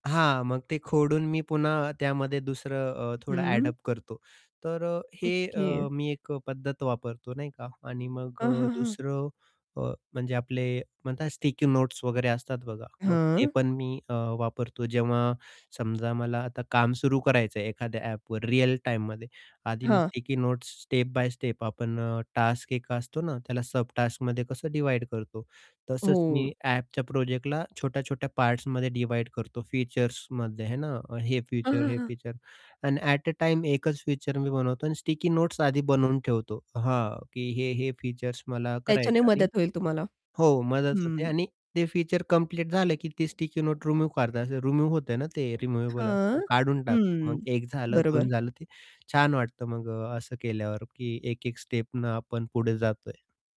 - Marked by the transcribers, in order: in English: "स्टिकी नोट्स"; in English: "स्टिकी नोट्स स्टेप बाय स्टेप"; in English: "टास्क"; in English: "डिव्हाईड"; in English: "डिव्हाईड"; in English: "स्टिकी नोट्स"; "मदत" said as "मदच"; in English: "स्टिकी"; in English: "स्टेपने"
- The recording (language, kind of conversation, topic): Marathi, podcast, काहीही सुचत नसताना तुम्ही नोंदी कशा टिपता?